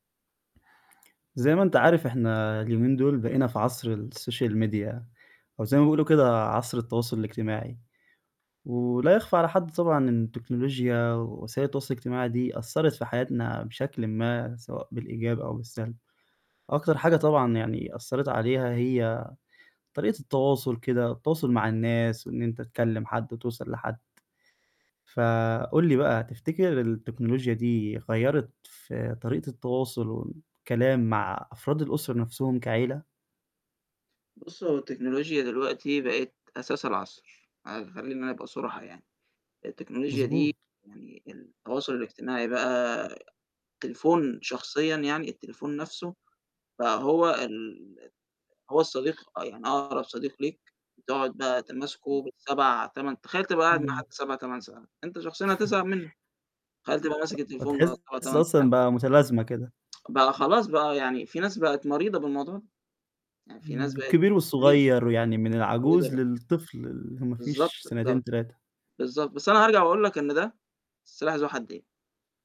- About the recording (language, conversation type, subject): Arabic, podcast, إزاي التكنولوجيا غيّرت طريقة تواصلنا مع العيلة؟
- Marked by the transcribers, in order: in English: "السوشيال ميديا"; static; distorted speech; chuckle; tsk